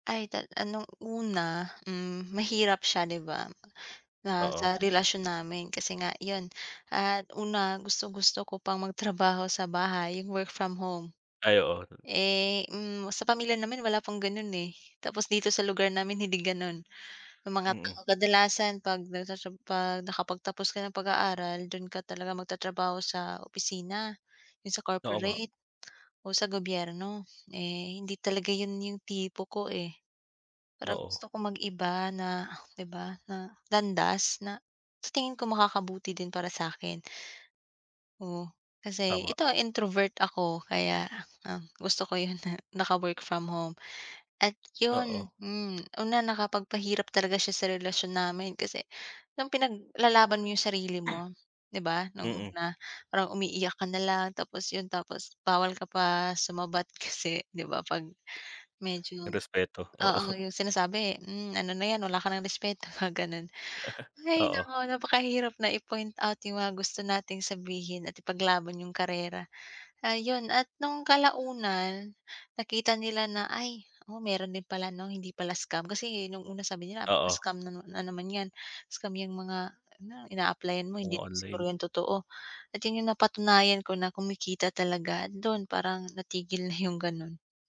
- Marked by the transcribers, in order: laughing while speaking: "oo"; chuckle
- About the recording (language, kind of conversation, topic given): Filipino, unstructured, Paano mo haharapin ang takot na hindi tanggapin ng pamilya ang tunay mong sarili?